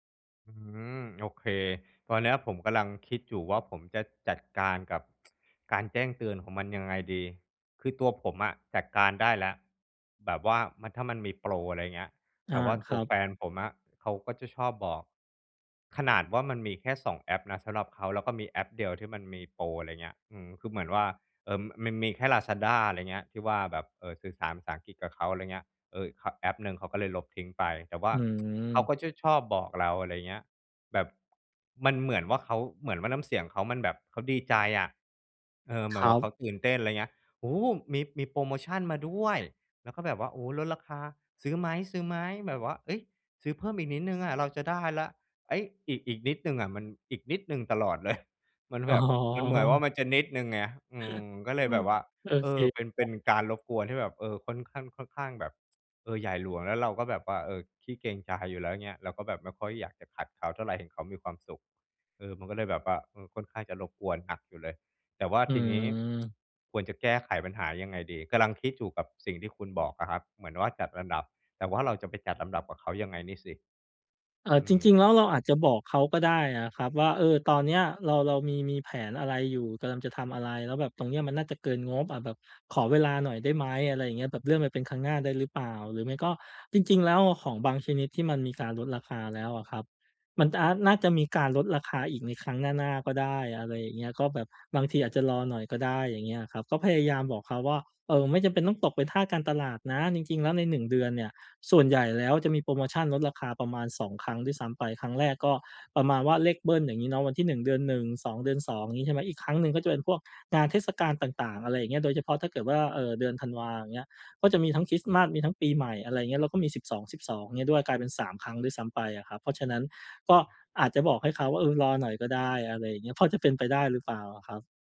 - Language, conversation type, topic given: Thai, advice, ฉันจะจัดกลุ่มงานที่คล้ายกันเพื่อช่วยลดการสลับบริบทและสิ่งรบกวนสมาธิได้อย่างไร?
- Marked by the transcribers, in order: tsk; tsk; put-on voice: "โอ้โฮ มี มีโพรโมชันมาด้วย"; put-on voice: "โอ้ ลดราคา ซื้อไหม ซื้อไหม ?"; put-on voice: "เฮ้ย ซื้อเพิ่มอีกนิดหนึ่งอะเราจะได้แล้ว"; laughing while speaking: "เลย"; laughing while speaking: "อ๋อ"; chuckle; tsk